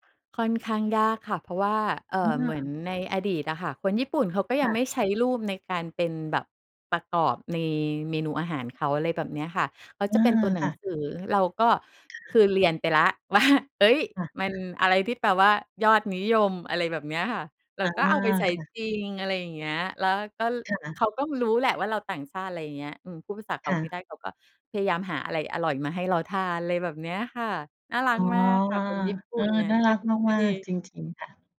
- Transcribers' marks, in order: laughing while speaking: "ว่า"; other background noise
- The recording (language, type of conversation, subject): Thai, podcast, คุณควรเริ่มวางแผนทริปเที่ยวคนเดียวยังไงก่อนออกเดินทางจริง?